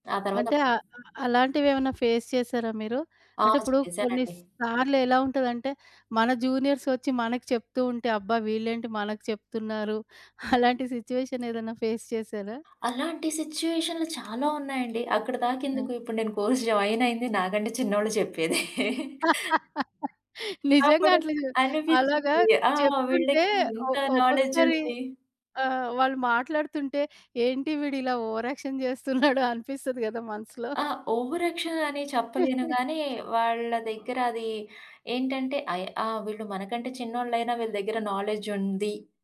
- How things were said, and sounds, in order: other background noise; in English: "ఫేస్"; chuckle; in English: "సిట్యుయేషన్"; in English: "ఫేస్"; in English: "కోర్స్"; laugh; chuckle; in English: "నాలెడ్జ్"; in English: "ఓవర్ యాక్షన్"; chuckle; in English: "ఓవర్ యాక్షన్"; chuckle; in English: "నాలెడ్జ్"
- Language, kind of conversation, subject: Telugu, podcast, మీ నైపుణ్యాలు కొత్త ఉద్యోగంలో మీకు ఎలా ఉపయోగపడ్డాయి?